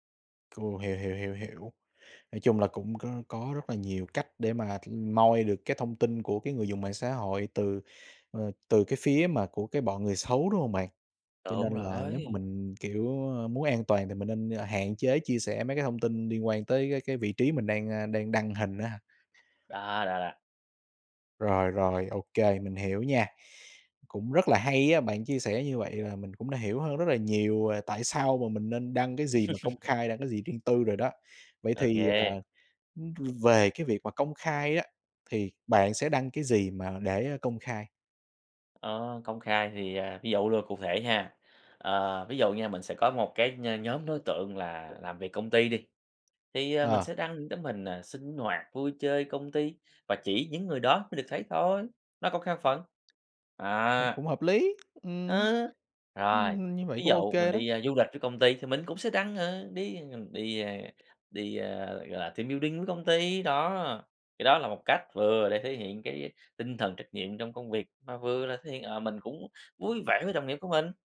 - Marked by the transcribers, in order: tapping; other background noise; chuckle; unintelligible speech; in English: "team building"
- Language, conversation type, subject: Vietnamese, podcast, Bạn chọn đăng gì công khai, đăng gì để riêng tư?